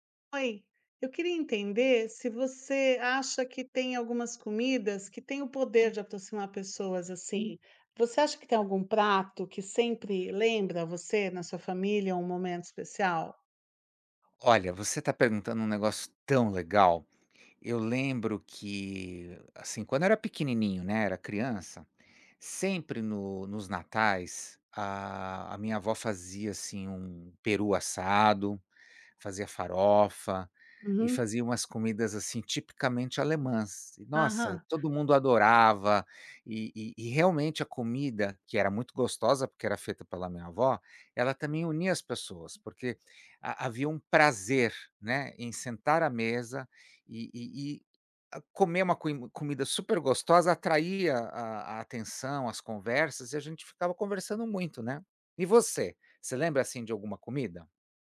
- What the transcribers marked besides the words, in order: tapping
- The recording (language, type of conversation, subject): Portuguese, unstructured, Você já percebeu como a comida une as pessoas em festas e encontros?